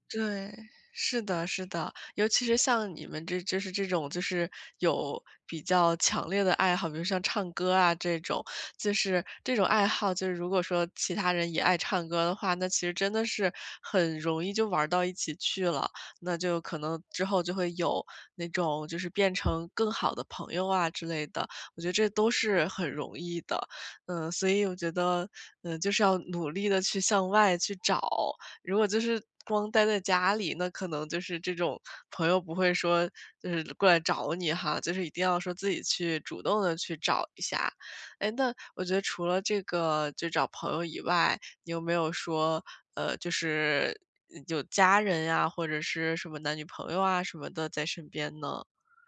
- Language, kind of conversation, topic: Chinese, advice, 我该如何应对悲伤和内心的空虚感？
- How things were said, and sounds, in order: tapping